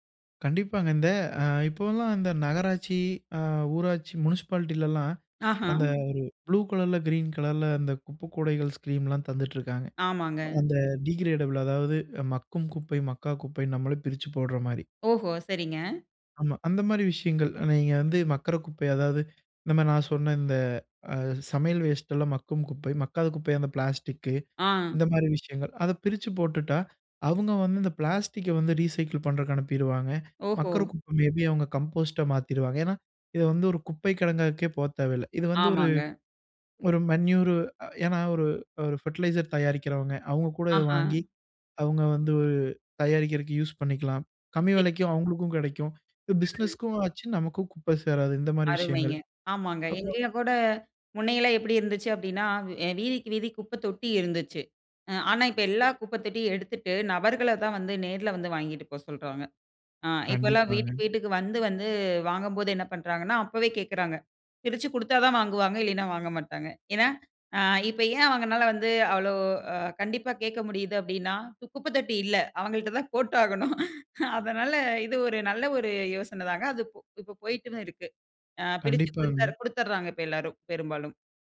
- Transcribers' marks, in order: in English: "டிகிரேடபிள்"; other background noise; in English: "ரீசைக்கிள்"; in English: "கம்போஸ்டா"; in English: "மேன்யூர்"; in English: "ஃபெர்டிலைசர்"; unintelligible speech; "இங்கயும்" said as "எங்கயும்"; laughing while speaking: "அவங்கள்ட்ட தான் போட்டாகணும்"
- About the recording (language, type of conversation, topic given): Tamil, podcast, குப்பையைச் சரியாக அகற்றி மறுசுழற்சி செய்வது எப்படி?